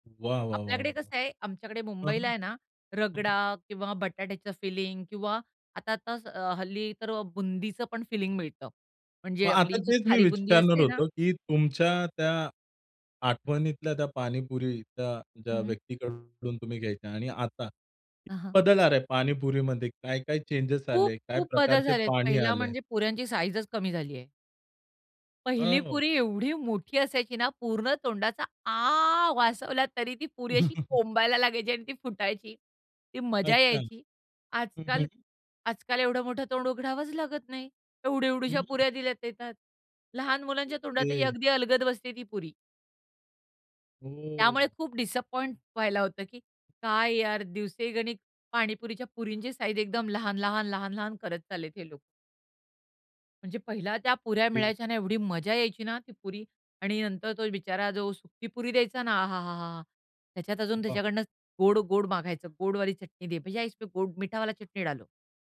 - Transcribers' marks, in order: unintelligible speech; other background noise; tapping; in English: "चेंजेस"; stressed: "आ"; chuckle; in English: "डिसअपॉइंट"; in Hindi: "भैय्या इसमे गोड, मीठा वाला चटणी डालो"
- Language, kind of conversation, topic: Marathi, podcast, तुम्हाला स्थानिक रस्त्यावरच्या खाण्यापिण्याचा सर्वात आवडलेला अनुभव कोणता आहे?